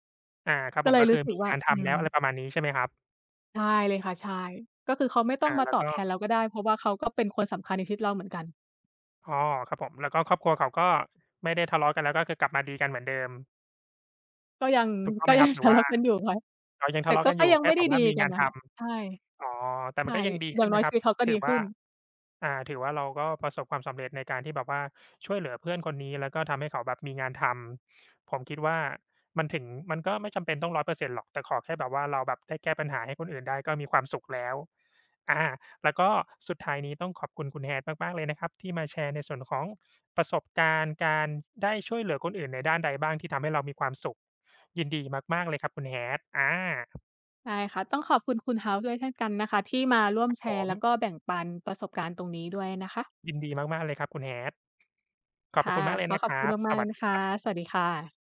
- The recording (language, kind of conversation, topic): Thai, unstructured, คุณเคยทำอะไรเพื่อช่วยคนอื่นแล้วทำให้คุณมีความสุขไหม?
- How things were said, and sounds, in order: other background noise